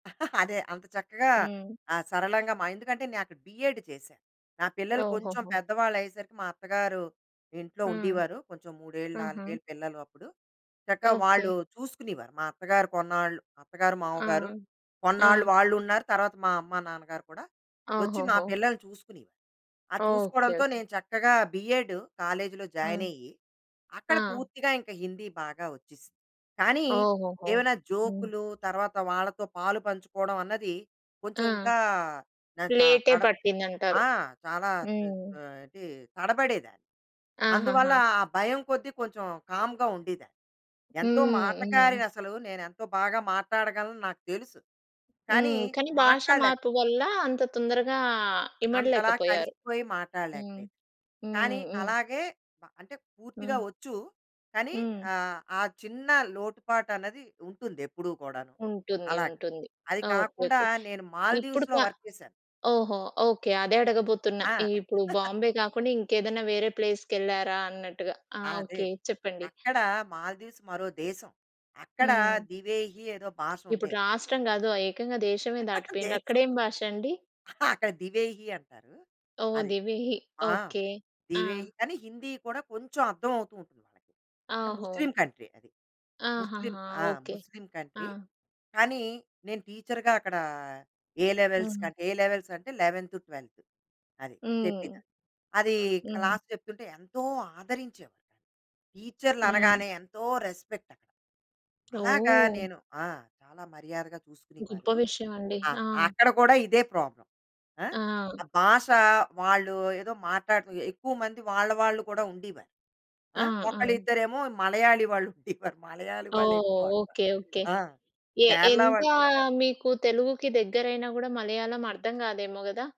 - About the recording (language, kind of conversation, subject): Telugu, podcast, భాష మార్చినప్పుడు మీ భావోద్వేగాలు, ఇతరులతో మీ అనుబంధం ఎలా మారింది?
- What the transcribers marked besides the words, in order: chuckle; tapping; in English: "బిఏడి"; in English: "బిఏడ్ కాలేజ్‌లో జాయిన్"; other background noise; in English: "కామ్‌గా"; in English: "వర్క్"; chuckle; in English: "ప్లేస్‌కెళ్లారా"; laughing while speaking: "దేశం"; in English: "కంట్రీ"; in English: "కంట్రీ"; in English: "టీచర్‌గా"; in English: "ఏ లెవెల్స్"; in English: "ఏ లెవెల్స్"; in English: "లెవెంథ్ 12థ్ ట్వెల్థ్"; in English: "క్లాస్"; in English: "రెస్పెక్ట్"; in English: "ప్రాబ్లమ్"; laughing while speaking: "ఉండేవారు"